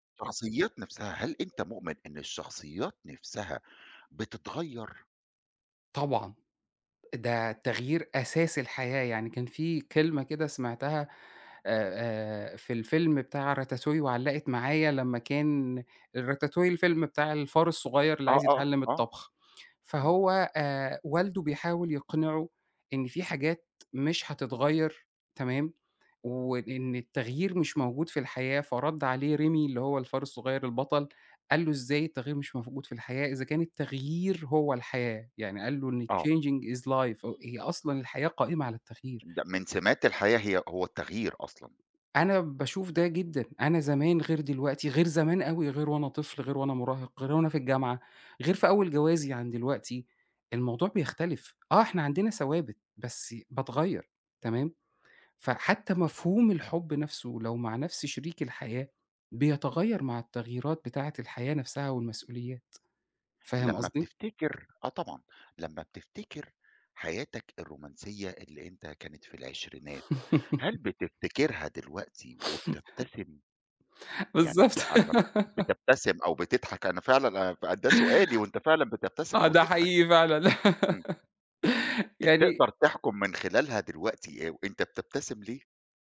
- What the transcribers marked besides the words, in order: in English: "changing is life"; other background noise; tapping; laugh; chuckle; laughing while speaking: "بالضبط"; laugh; laughing while speaking: "آه، ده حقيقي فعلًا"; laugh
- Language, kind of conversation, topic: Arabic, podcast, إزاي بتعرف إن ده حب حقيقي؟